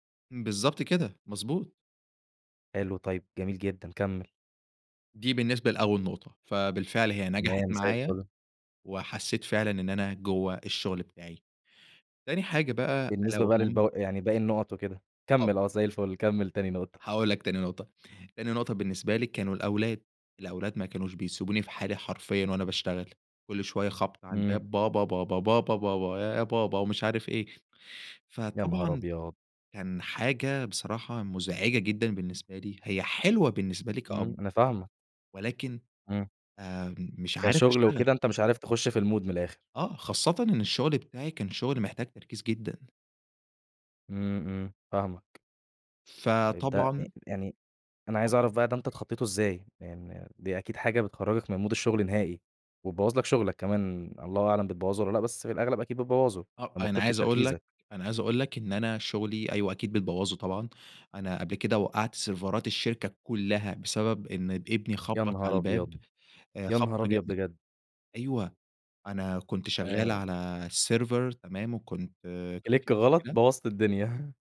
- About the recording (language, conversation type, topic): Arabic, podcast, إزاي تخلي البيت مناسب للشغل والراحة مع بعض؟
- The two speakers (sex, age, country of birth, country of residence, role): male, 20-24, Egypt, Egypt, guest; male, 20-24, Egypt, Egypt, host
- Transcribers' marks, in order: in English: "المود"; unintelligible speech; in English: "مود"; unintelligible speech; in English: "سيرفرات"; in English: "السيرفر"; in English: "كليك"; chuckle